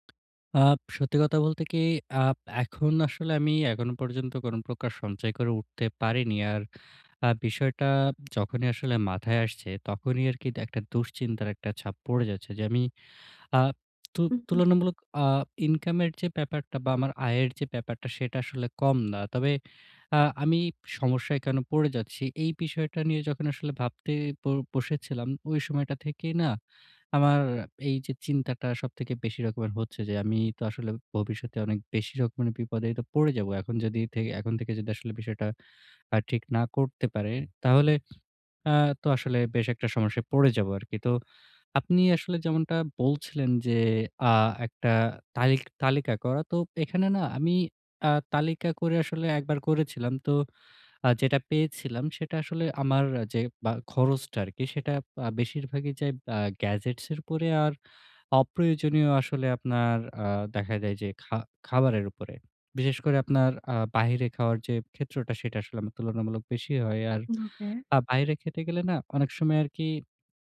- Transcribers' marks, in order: none
- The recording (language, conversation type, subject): Bengali, advice, ব্যয় বাড়তে থাকলে আমি কীভাবে সেটি নিয়ন্ত্রণ করতে পারি?